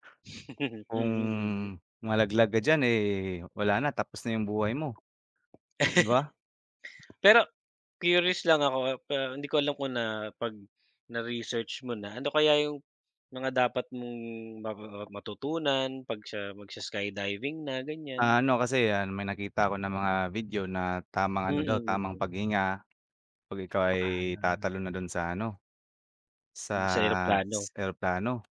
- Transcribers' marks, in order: chuckle; other background noise; laugh; tapping; wind
- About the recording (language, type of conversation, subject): Filipino, unstructured, Anong uri ng pakikipagsapalaran ang pinakagusto mong subukan?